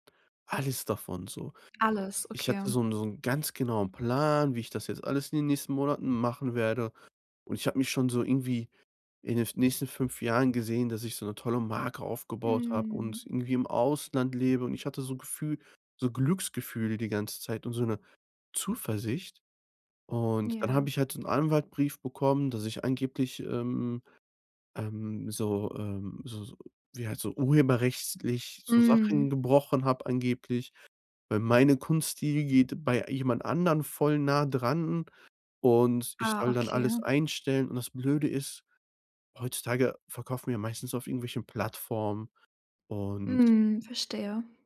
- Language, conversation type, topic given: German, advice, Wie finde ich nach einer Trennung wieder Sinn und neue Orientierung, wenn gemeinsame Zukunftspläne weggebrochen sind?
- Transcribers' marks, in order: none